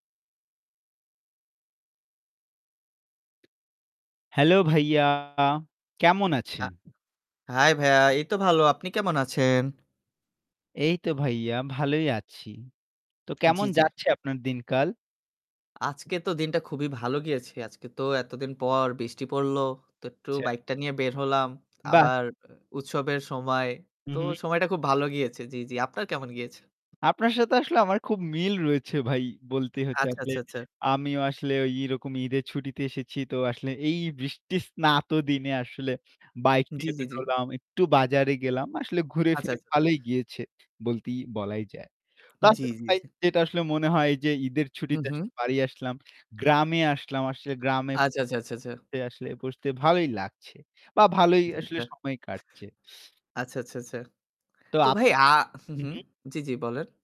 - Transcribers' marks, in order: other background noise; distorted speech; static; "আচ্ছা, আচ্ছা, আচ্ছা, আচ্ছা" said as "আচ্চাচ্চাচা"
- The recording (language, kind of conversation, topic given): Bengali, unstructured, প্রকৃতির মাঝে সময় কাটালে আপনার কেমন লাগে?